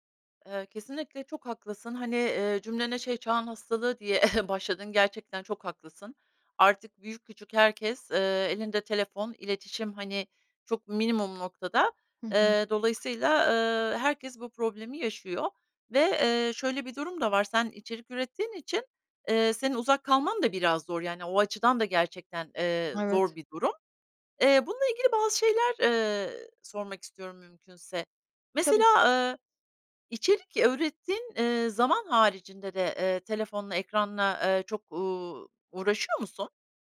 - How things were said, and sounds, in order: cough; tapping; other background noise
- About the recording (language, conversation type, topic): Turkish, advice, Telefon ve sosyal medya sürekli dikkat dağıtıyor